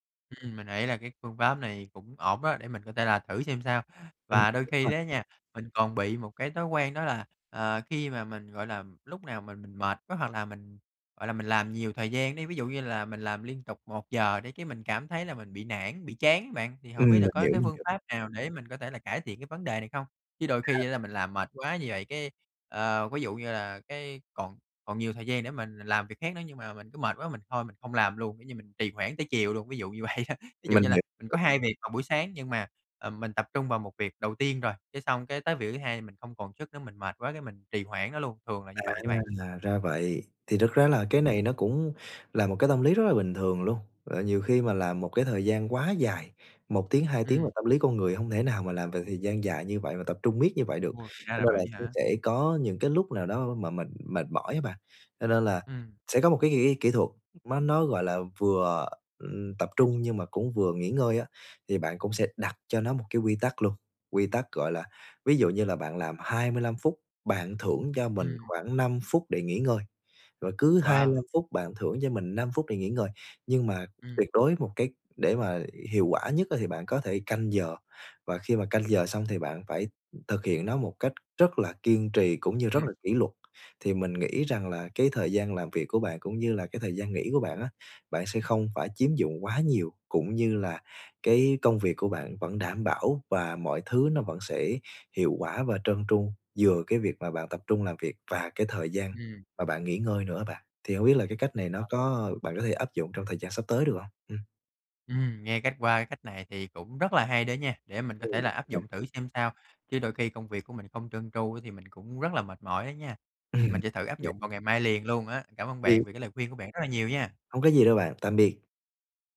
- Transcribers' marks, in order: other background noise; laughing while speaking: "vậy đó"; tapping
- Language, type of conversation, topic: Vietnamese, advice, Làm sao để tập trung và tránh trì hoãn mỗi ngày?